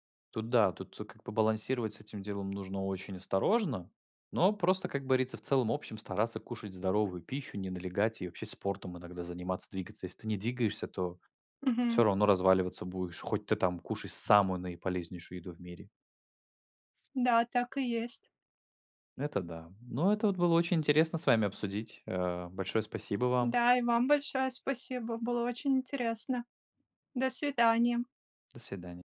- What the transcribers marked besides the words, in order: other background noise; tapping
- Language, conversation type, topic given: Russian, unstructured, Как ты убеждаешь близких питаться более полезной пищей?